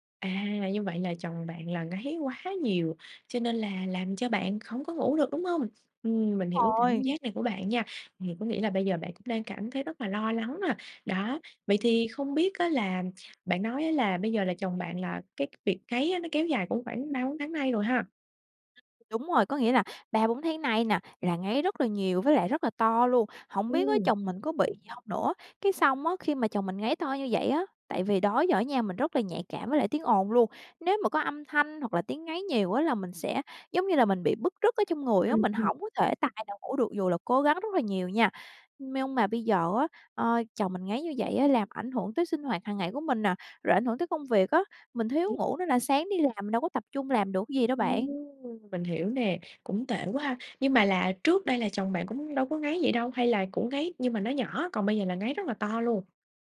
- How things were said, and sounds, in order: tapping; other background noise
- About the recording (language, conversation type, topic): Vietnamese, advice, Làm thế nào để xử lý tình trạng chồng/vợ ngáy to khiến cả hai mất ngủ?